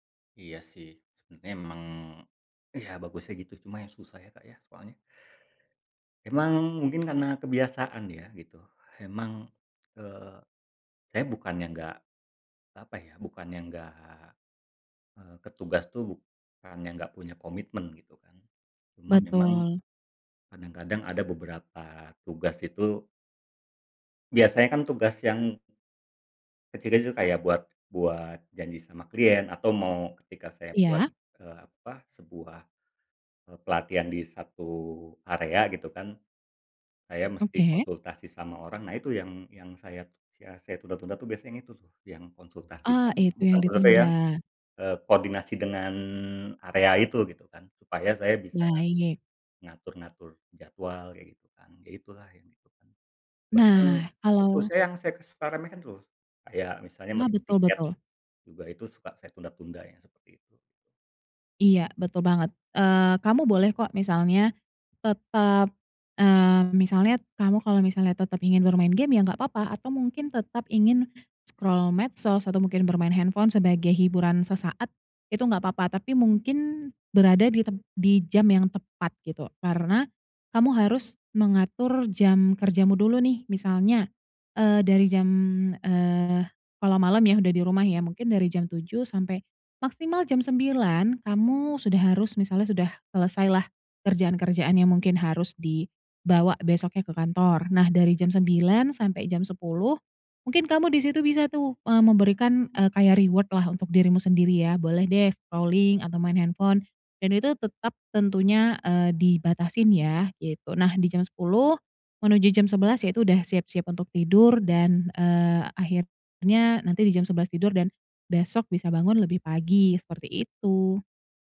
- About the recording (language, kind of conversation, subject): Indonesian, advice, Mengapa kamu sering meremehkan waktu yang dibutuhkan untuk menyelesaikan suatu tugas?
- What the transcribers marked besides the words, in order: other noise; tapping; other background noise; unintelligible speech; in English: "scroll"; in English: "reward"; in English: "scrolling"